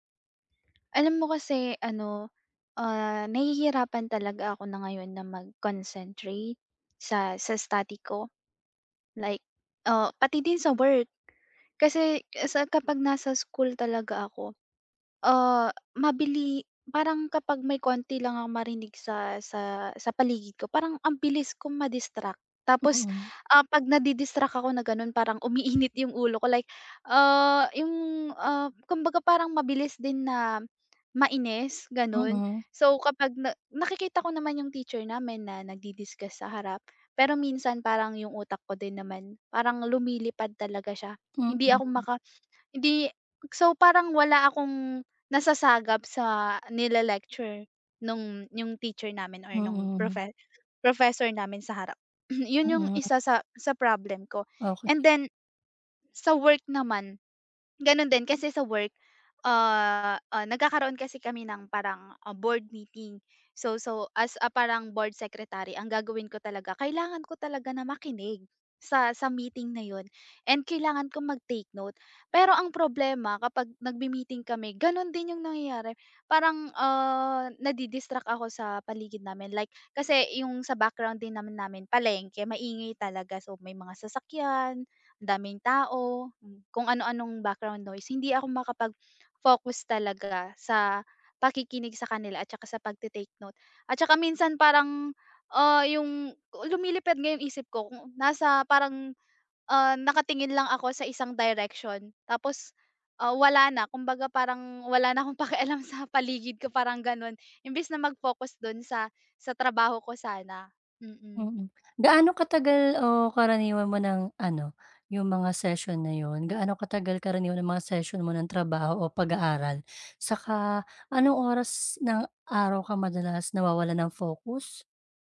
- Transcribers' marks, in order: tapping; other background noise; gasp; throat clearing
- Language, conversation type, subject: Filipino, advice, Paano ko mapapanatili ang konsentrasyon ko habang gumagawa ng mahahabang gawain?